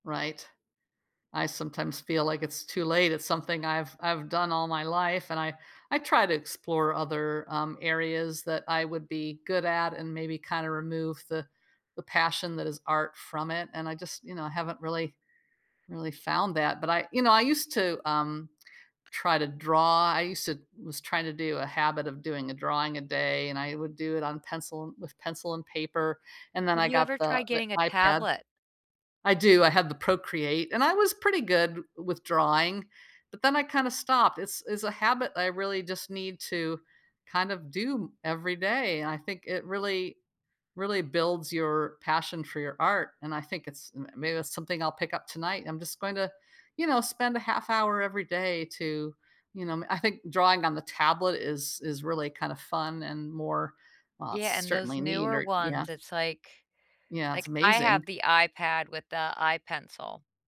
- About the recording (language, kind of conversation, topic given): English, unstructured, How does music or art help you show who you are?
- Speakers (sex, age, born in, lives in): female, 45-49, United States, United States; female, 65-69, United States, United States
- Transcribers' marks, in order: tapping